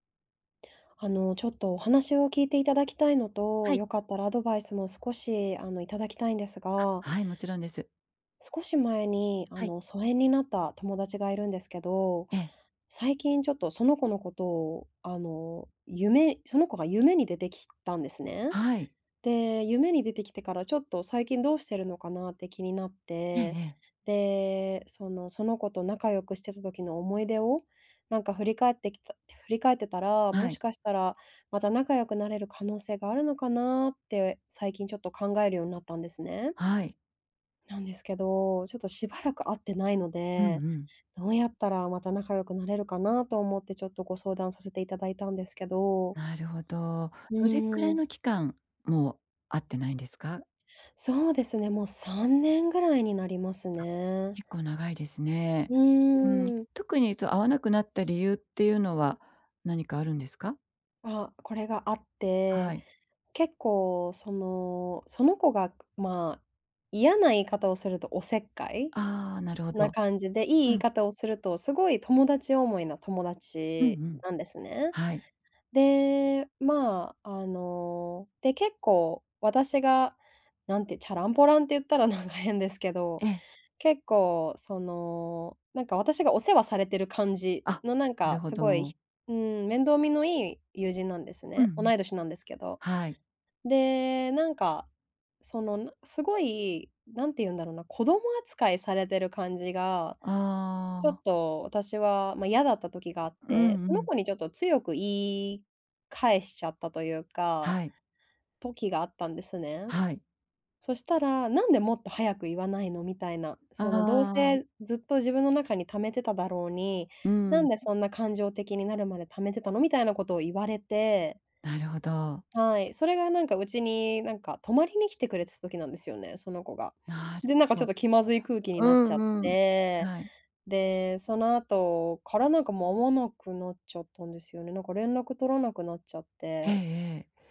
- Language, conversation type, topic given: Japanese, advice, 疎遠になった友人ともう一度仲良くなるにはどうすればよいですか？
- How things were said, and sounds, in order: laughing while speaking: "なんか変ですけど"